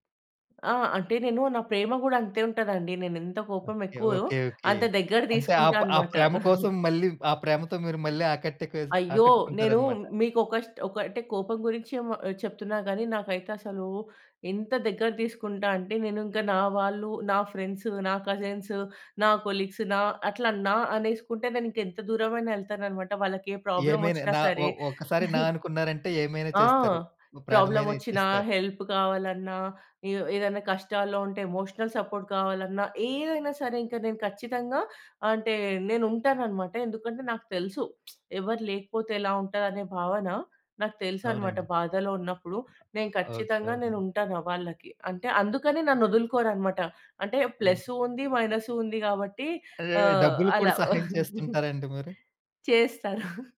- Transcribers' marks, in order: tapping; chuckle; in English: "ఫ్రెండ్స్"; in English: "కజిన్స్"; in English: "కొలీగ్స్"; chuckle; in English: "హెల్ప్"; in English: "ఎమోషనల్ సపోర్ట్"; lip smack; giggle; other background noise; chuckle
- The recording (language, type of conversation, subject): Telugu, podcast, మనసులో మొదటగా కలిగే కోపాన్ని మీరు ఎలా నియంత్రిస్తారు?